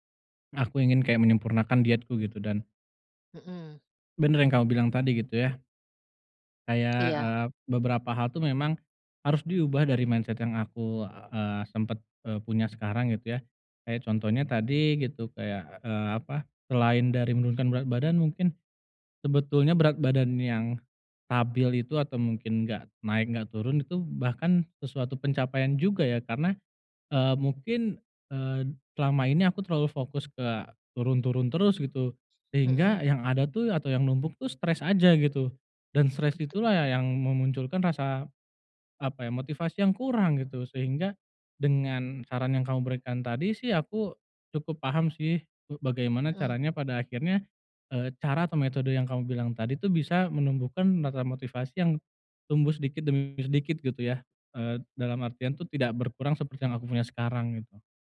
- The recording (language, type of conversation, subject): Indonesian, advice, Bagaimana saya dapat menggunakan pencapaian untuk tetap termotivasi?
- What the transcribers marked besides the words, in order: tapping; in English: "mindset"; other background noise